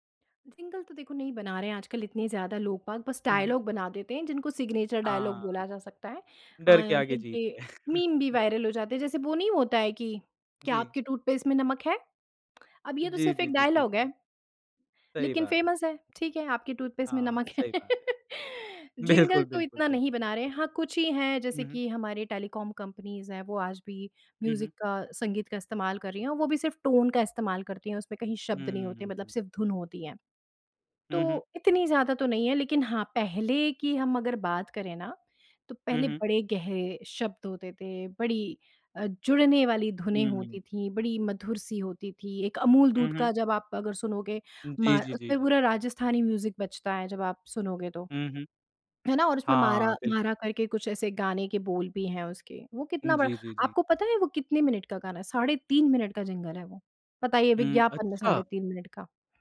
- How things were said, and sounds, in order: in English: "जिंगल"; in English: "डायलॉग"; in English: "सिग्नेचर डायलॉग"; laughing while speaking: "है"; chuckle; in English: "डायलॉग"; in English: "फ़ेमस"; laughing while speaking: "है"; laugh; in English: "जिंगल"; in English: "टेलीकॉम कंपनीज़"; in English: "म्यूजिक"; in English: "टोन"; in English: "म्यूजिक"; in English: "जिंगल"
- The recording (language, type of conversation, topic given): Hindi, podcast, क्या कभी किसी विज्ञापन का जिंगल अब भी आपके कानों में गूंजता रहता है?